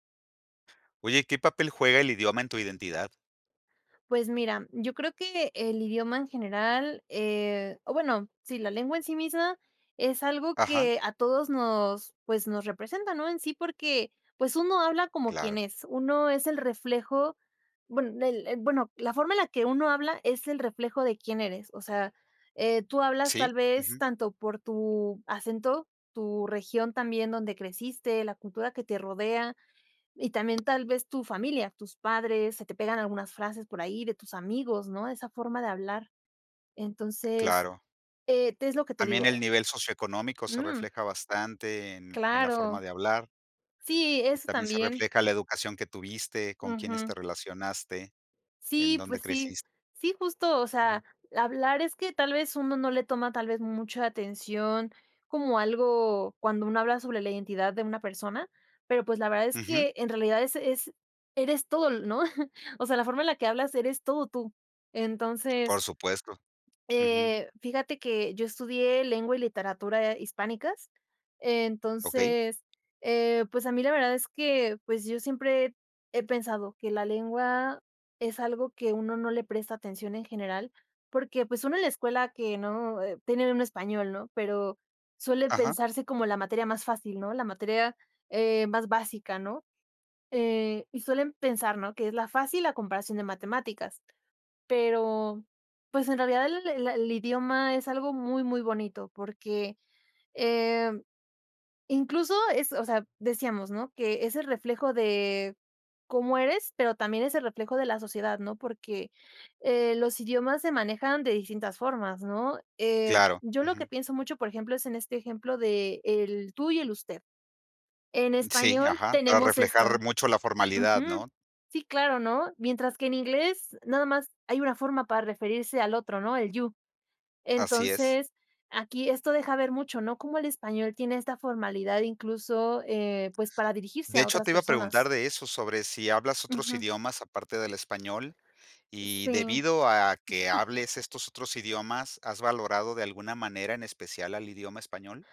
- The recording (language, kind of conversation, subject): Spanish, podcast, ¿Qué papel juega el idioma en tu identidad?
- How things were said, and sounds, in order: tapping; chuckle; in English: "you"; chuckle